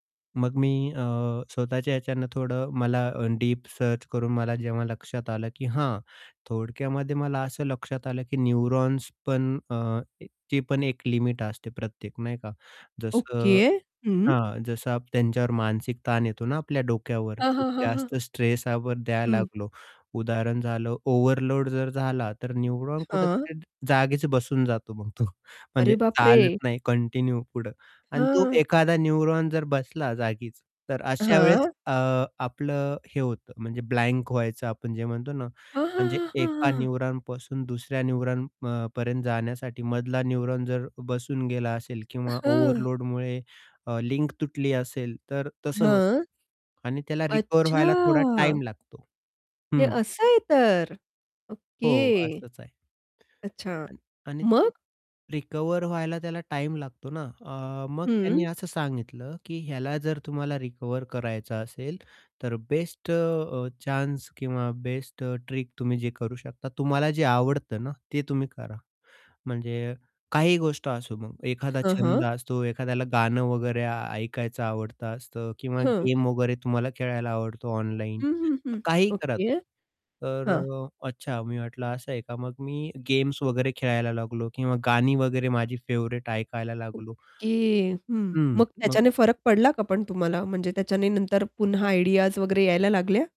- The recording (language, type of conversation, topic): Marathi, podcast, काहीही सुचत नसताना तुम्ही नोंदी कशा टिपता?
- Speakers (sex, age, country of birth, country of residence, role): female, 30-34, India, India, host; male, 30-34, India, India, guest
- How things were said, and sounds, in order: in English: "सर्च"; in English: "न्यूरॉन्स"; in English: "ओव्हरलोड"; in English: "न्यूरॉन"; distorted speech; laughing while speaking: "मग तो"; surprised: "अरे बापरे!"; in English: "कंटिन्यू"; other background noise; in English: "न्यूरॉन"; in English: "न्यूरॉनपासून"; in English: "न्यूरॉन अ, ...पर्यंत"; in English: "न्यूरॉन"; in English: "ओव्हरलोडमुळे"; tapping; in English: "ट्रिक"; in English: "फेव्हरेट"; in English: "आयडियाज"